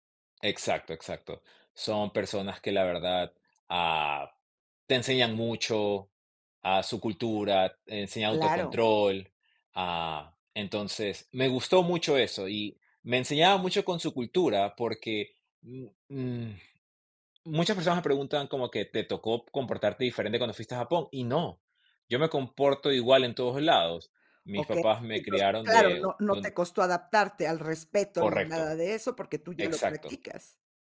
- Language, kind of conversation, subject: Spanish, podcast, ¿Cómo elegiste entre quedarte en tu país o emigrar?
- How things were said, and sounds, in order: unintelligible speech